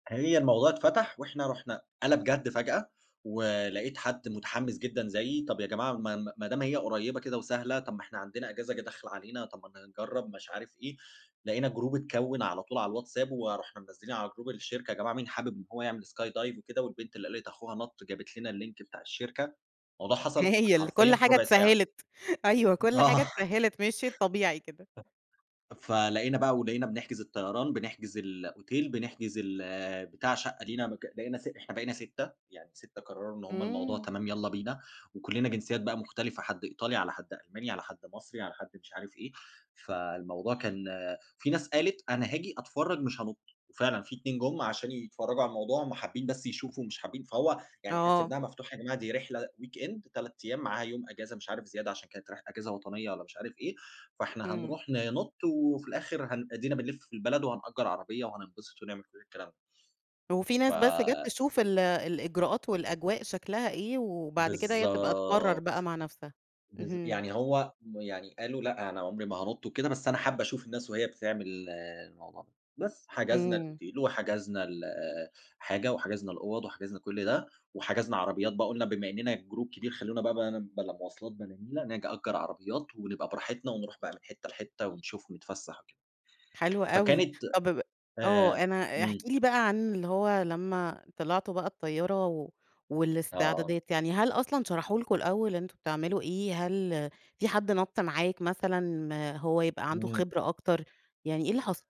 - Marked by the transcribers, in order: in English: "جروب"; in English: "جروب"; in English: "skydive"; in English: "اللينك"; laughing while speaking: "آه"; other background noise; in English: "الأوتيل"; in English: "weekend"; in English: "الأوتيل"; in English: "جروب"; tapping
- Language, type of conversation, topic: Arabic, podcast, إيه هي المغامرة اللي خلت قلبك يدق أسرع؟